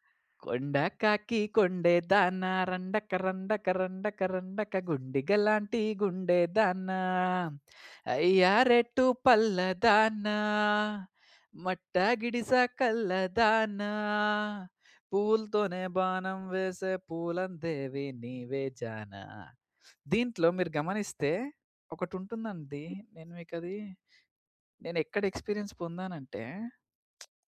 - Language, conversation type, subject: Telugu, podcast, మీకు మొదటిసారి చూసిన సినిమా గుర్తుందా, అది చూసినప్పుడు మీకు ఎలా అనిపించింది?
- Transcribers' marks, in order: singing: "కొండ కాకి కొండే దాన రండక … దేవి నీవే జానా"; other background noise; in English: "ఎక్స్‌పీరియన్స్"; lip smack